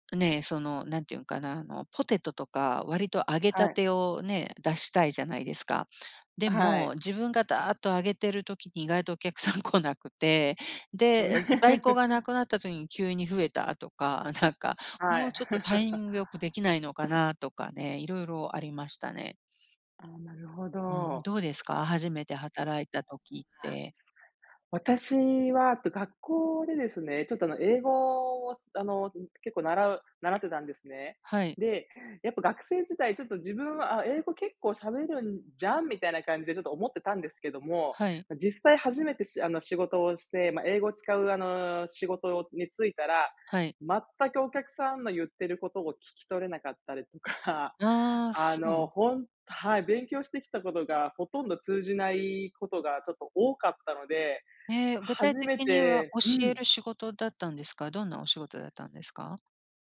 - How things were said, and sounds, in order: laughing while speaking: "来なくて"; chuckle; laugh; other background noise; tapping; laughing while speaking: "とか"
- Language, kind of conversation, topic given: Japanese, unstructured, 初めて働いたときの思い出は何ですか？